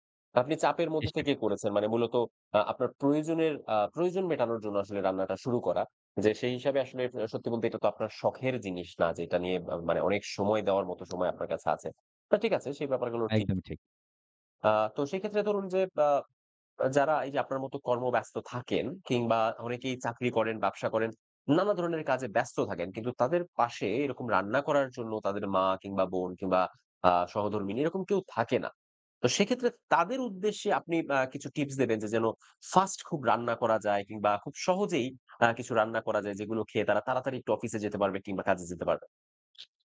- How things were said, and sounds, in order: tapping
- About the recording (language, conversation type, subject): Bengali, podcast, রোজকার রান্নায় খাবারের স্বাদ বাড়ানোর সবচেয়ে সহজ উপায় কী?